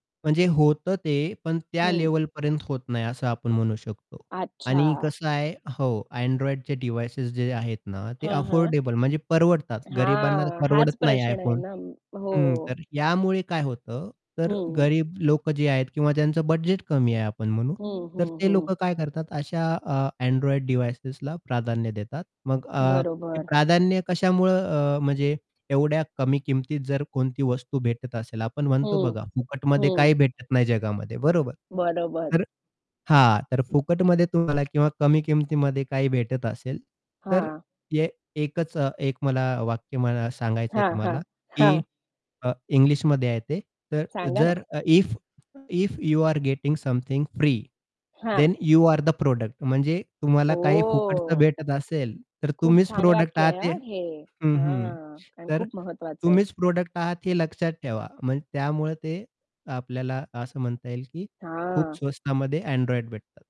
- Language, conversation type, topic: Marathi, podcast, तुम्ही तुमची डिजिटल गोपनीयता कशी राखता?
- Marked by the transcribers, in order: static; tapping; distorted speech; in English: "ईफ ईफ यू अरे गेटिंग समथिंग फ्री देन यू आर द प्रॉडक्ट"